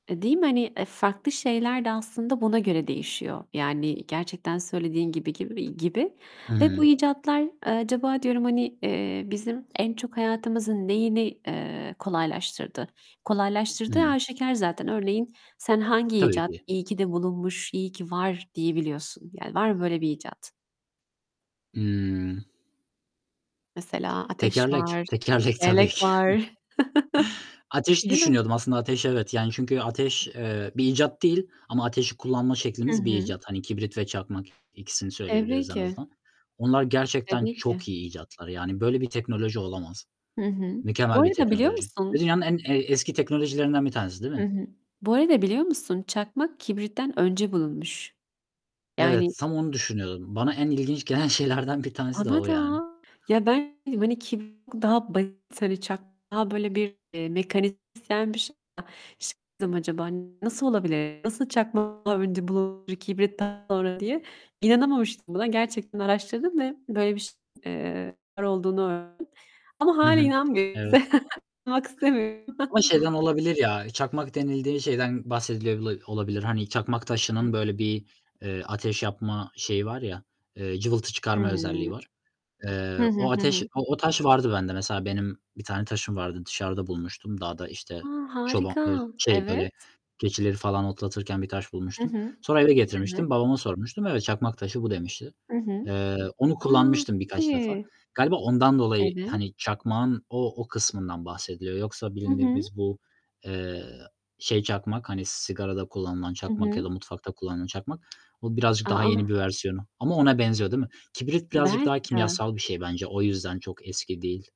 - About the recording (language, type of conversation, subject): Turkish, unstructured, Geçmişteki icatlar hayatımızı nasıl değiştirdi?
- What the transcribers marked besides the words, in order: other background noise; static; tapping; laughing while speaking: "ki"; chuckle; distorted speech; laughing while speaking: "şeylerden"; unintelligible speech; chuckle; "bildiğimiz" said as "bilindirmiz"